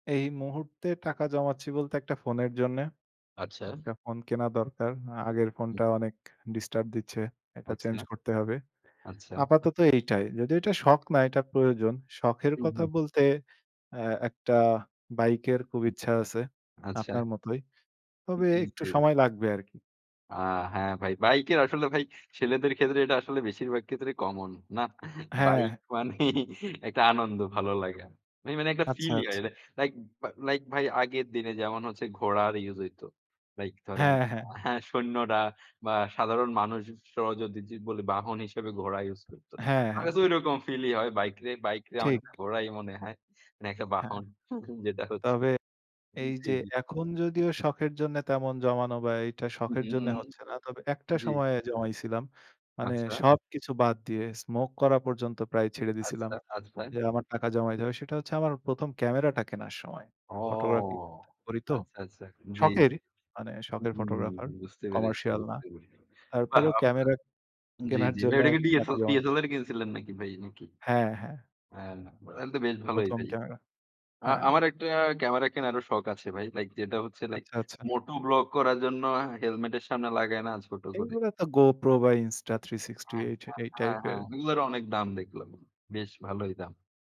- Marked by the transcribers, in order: chuckle; chuckle; unintelligible speech; in English: "photographer, commercial"; in English: "Moto blog"
- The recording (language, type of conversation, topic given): Bengali, unstructured, স্বপ্ন পূরণের জন্য টাকা জমানোর অভিজ্ঞতা আপনার কেমন ছিল?